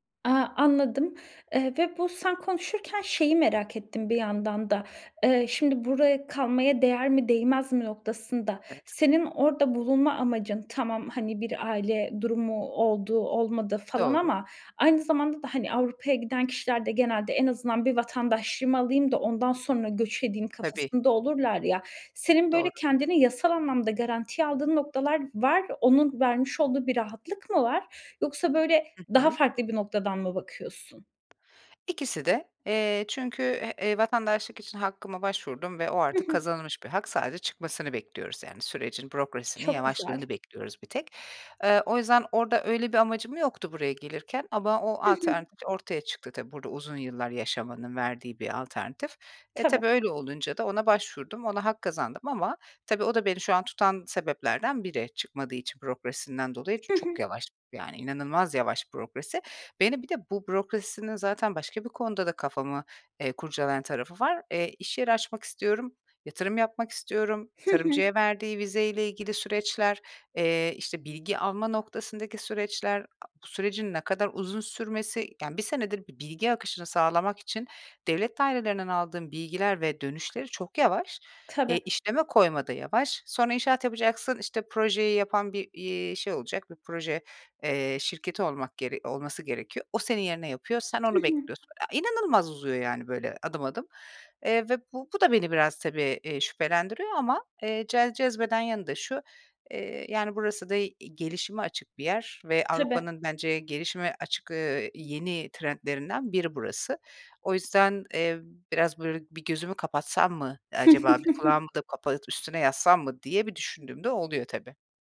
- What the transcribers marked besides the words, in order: other noise; tapping; angry: "E, inanılmaz"; chuckle
- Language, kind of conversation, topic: Turkish, advice, Yaşam tarzınızı kökten değiştirmek konusunda neden kararsız hissediyorsunuz?